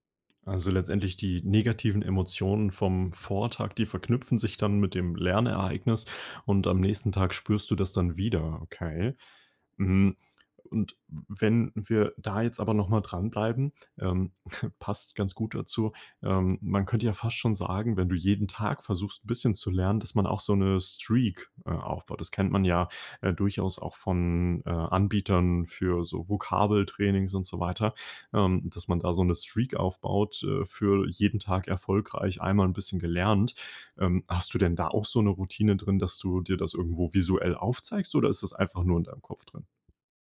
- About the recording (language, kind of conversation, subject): German, podcast, Wie findest du im Alltag Zeit zum Lernen?
- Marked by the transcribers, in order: other background noise; chuckle; in English: "Streak"; in English: "Streak"